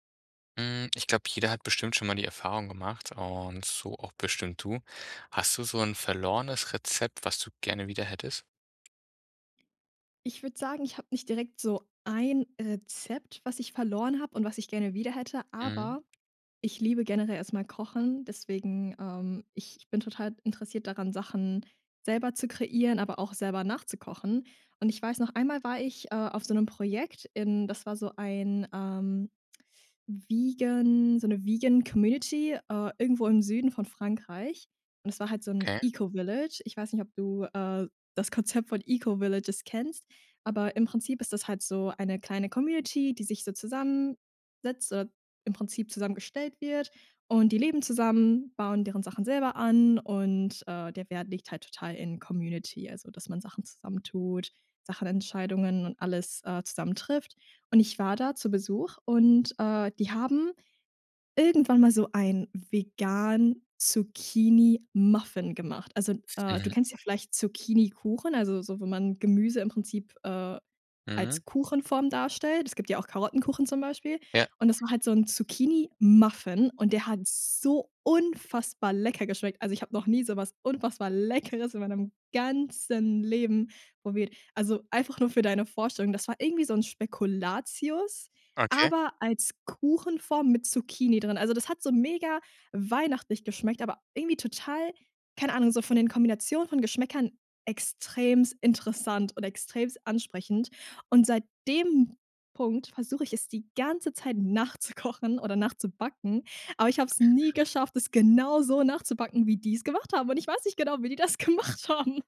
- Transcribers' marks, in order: other background noise; stressed: "ein"; put-on voice: "vegan"; put-on voice: "vegan"; stressed: "so unfassbar lecker geschmeckt"; put-on voice: "unfassbar Leckeres in meinem ganzen Leben probiert"; stressed: "unfassbar Leckeres in meinem ganzen Leben probiert"; stressed: "dem"; stressed: "ganze"; laughing while speaking: "nachzukochen"; stressed: "nachzukochen"; stressed: "genauso"; joyful: "wie die's gemacht haben. Und ich weiß nicht genau"; laughing while speaking: "gemacht haben"
- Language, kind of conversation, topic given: German, podcast, Gibt es ein verlorenes Rezept, das du gerne wiederhättest?